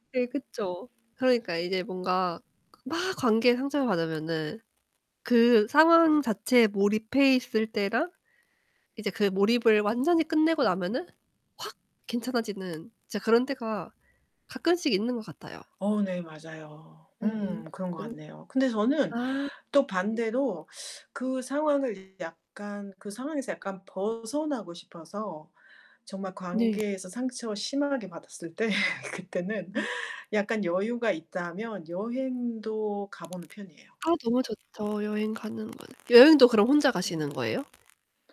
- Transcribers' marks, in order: static; background speech; tapping; other background noise; distorted speech; laugh; laughing while speaking: "그때는"
- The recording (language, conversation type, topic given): Korean, podcast, 관계에서 상처를 받았을 때는 어떻게 회복하시나요?